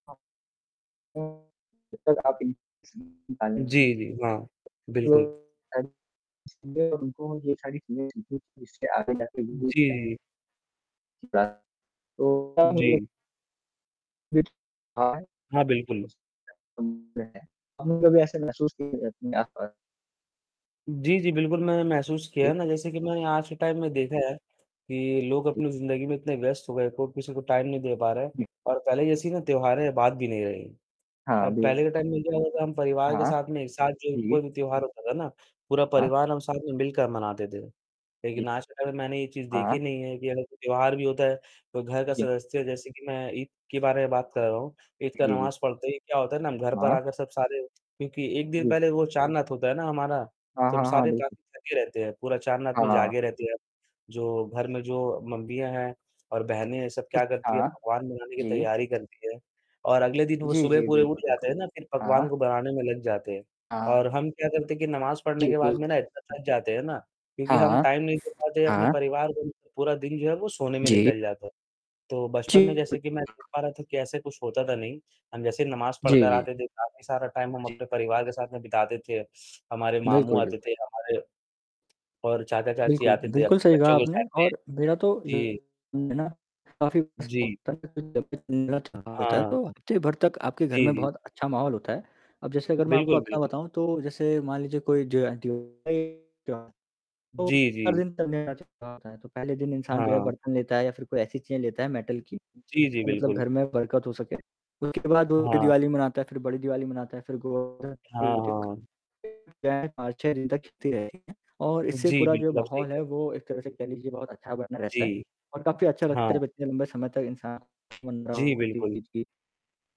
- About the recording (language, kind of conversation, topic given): Hindi, unstructured, आपके अनुसार त्योहारों के दौरान परिवार एक-दूसरे के करीब कैसे आते हैं?
- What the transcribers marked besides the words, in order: distorted speech; mechanical hum; unintelligible speech; unintelligible speech; static; unintelligible speech; unintelligible speech; other background noise; in English: "टाइम"; in English: "टाइम"; in English: "टाइम"; in English: "टाइम"; other noise; tapping; in English: "टाइम"; in English: "टाइम"; sniff; tongue click; unintelligible speech; unintelligible speech; unintelligible speech; in English: "मेटल"